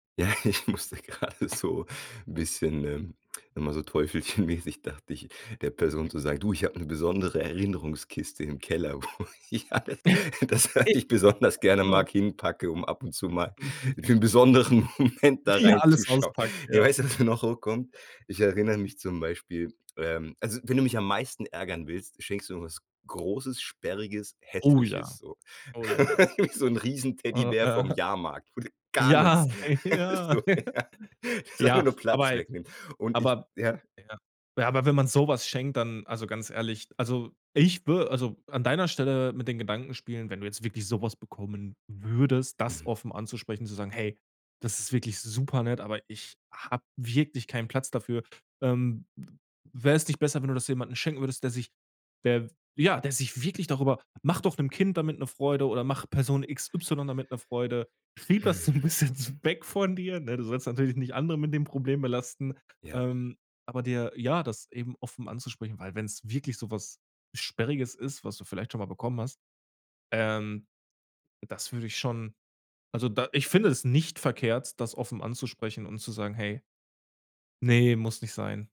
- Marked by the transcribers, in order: laughing while speaking: "ich musste grade so"; tapping; laughing while speaking: "teufelchenmäßig"; laughing while speaking: "wo ich alles das was ich"; laugh; unintelligible speech; laughing while speaking: "Moment"; laugh; laughing while speaking: "ja"; laughing while speaking: "Ja, ey, ja"; chuckle; laugh; laughing while speaking: "So, ja"; laughing while speaking: "so 'n bisschen s"
- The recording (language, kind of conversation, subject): German, advice, Wie gehe ich beim Aussortieren von Geschenken mit meinem schlechten Gewissen um?